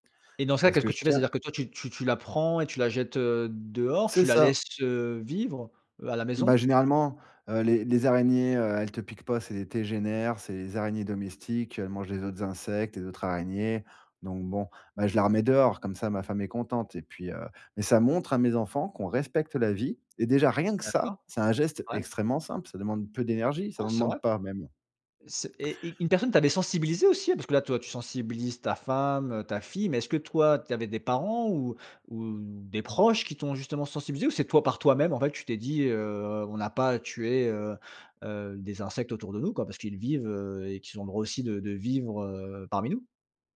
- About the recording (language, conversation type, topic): French, podcast, Quel geste simple peux-tu faire près de chez toi pour protéger la biodiversité ?
- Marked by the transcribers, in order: stressed: "ça"